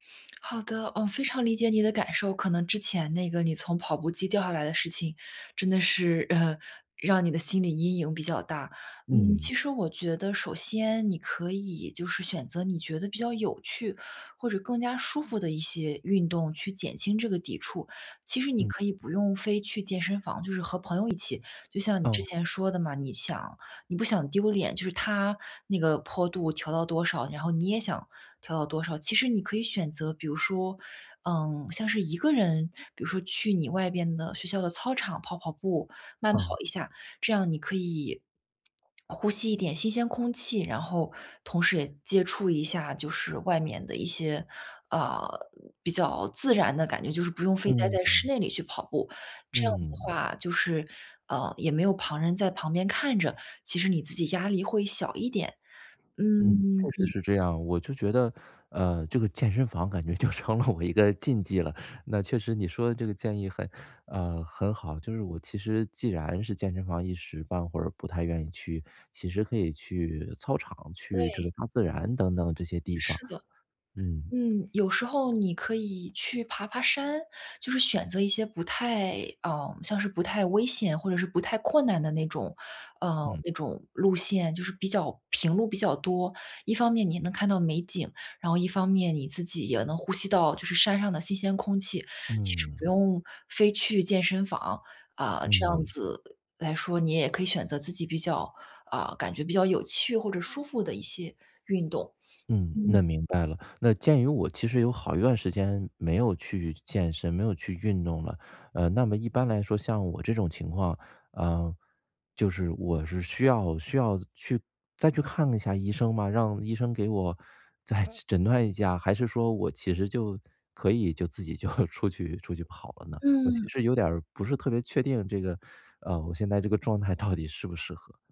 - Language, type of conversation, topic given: Chinese, advice, 我害怕开始运动，该如何迈出第一步？
- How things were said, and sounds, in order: chuckle; other background noise; laughing while speaking: "就成了"; tapping; laughing while speaking: "再"; laughing while speaking: "就"; laughing while speaking: "到底"